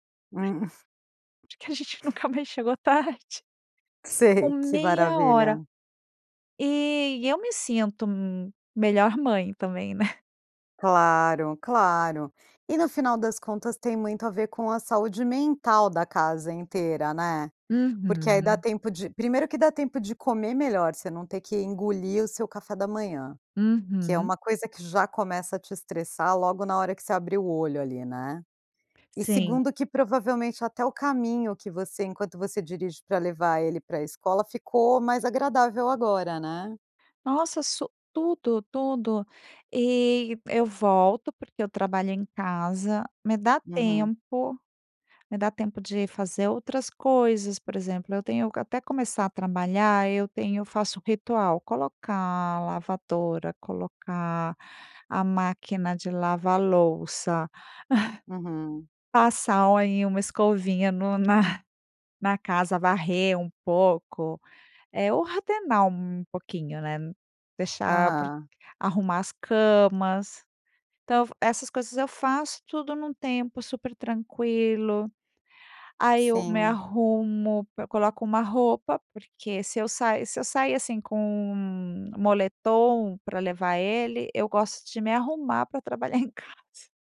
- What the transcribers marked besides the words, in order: laughing while speaking: "Porque a gente nunca mais chegou tarde"; chuckle; laughing while speaking: "Sei"; chuckle; chuckle
- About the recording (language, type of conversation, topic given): Portuguese, podcast, Como você faz para reduzir a correria matinal?